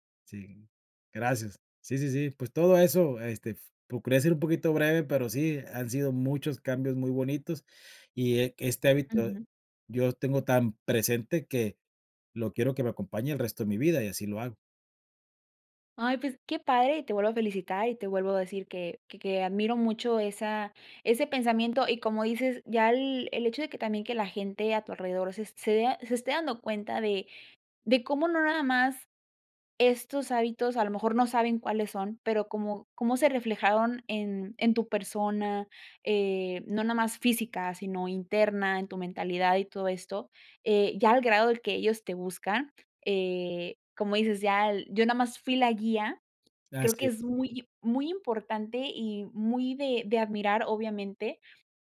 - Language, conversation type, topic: Spanish, podcast, ¿Qué hábito pequeño te ayudó a cambiar para bien?
- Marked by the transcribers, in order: none